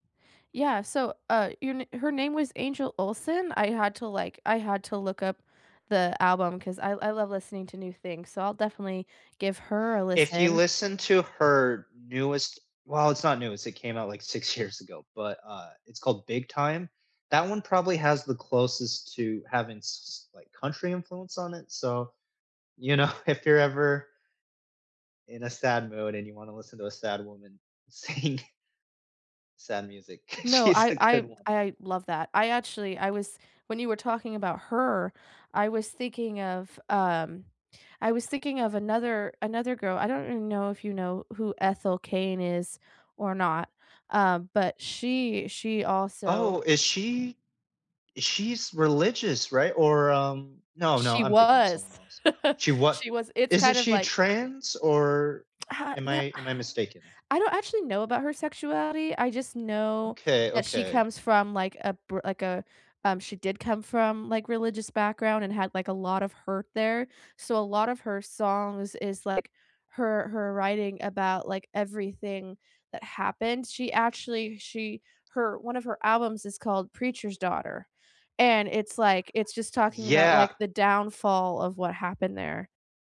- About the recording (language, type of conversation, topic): English, unstructured, How does music play a role in how you celebrate small wins or cope with setbacks?
- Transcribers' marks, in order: laughing while speaking: "years"; laughing while speaking: "know"; laughing while speaking: "sing"; laughing while speaking: "she's a good one"; stressed: "her"; other background noise; laugh; sigh